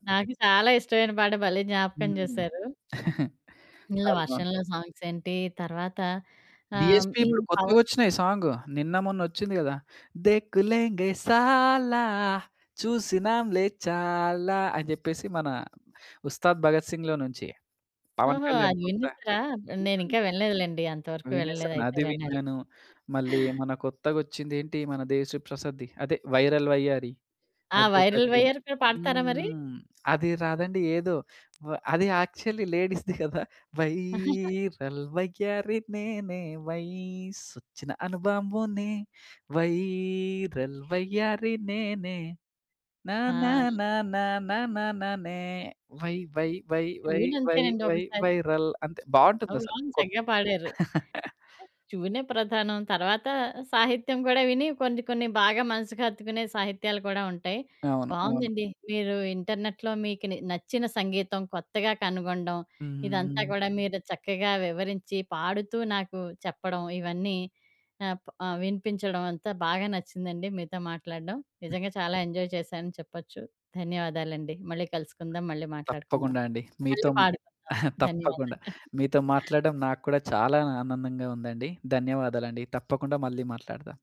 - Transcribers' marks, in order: chuckle; other background noise; singing: "దేక్కు లేంగే సాల, చూసినాంలే చాలా"; other noise; giggle; in English: "యాక్చల్లీ లేడీస్‌ది"; chuckle; singing: "వైరల్ వయ్యారి నేనే, వైసొచ్చిన అనుబాంబునే … వై వై వైరల్"; in English: "వైరల్"; in English: "వైరల్"; in English: "వై వై వై వై వై వై వైరల్"; laugh; in English: "ఇంటర్నెట్‌లో"; in English: "ఎంజాయ్"; chuckle; chuckle
- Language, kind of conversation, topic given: Telugu, podcast, కొత్త సంగీతాన్ని కనుగొనడంలో ఇంటర్నెట్ మీకు ఎంతవరకు తోడ్పడింది?